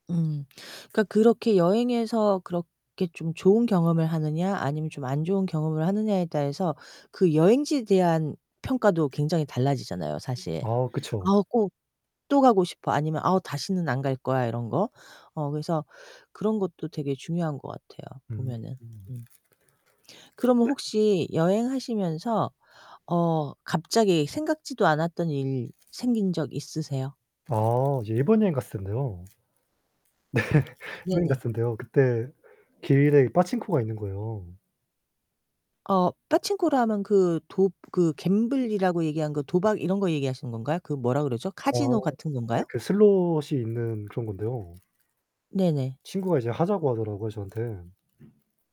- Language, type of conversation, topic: Korean, unstructured, 여행에서 가장 기억에 남는 추억은 무엇인가요?
- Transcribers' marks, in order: tapping; other background noise; unintelligible speech; distorted speech; laughing while speaking: "네"